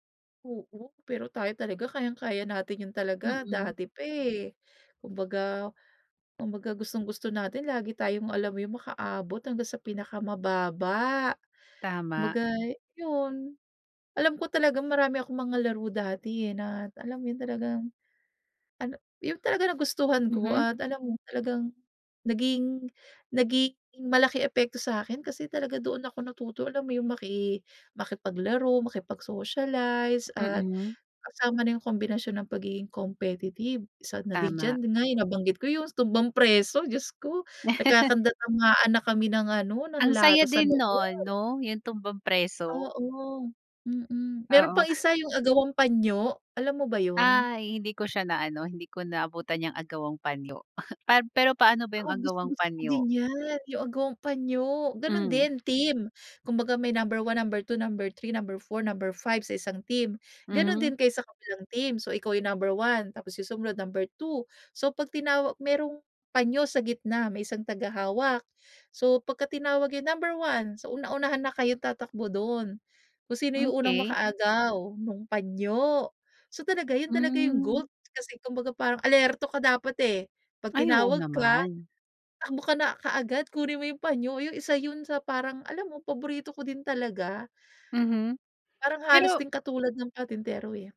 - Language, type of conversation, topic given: Filipino, podcast, Anong larong pambata ang may pinakamalaking naging epekto sa iyo?
- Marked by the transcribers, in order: tapping; laugh; other background noise; chuckle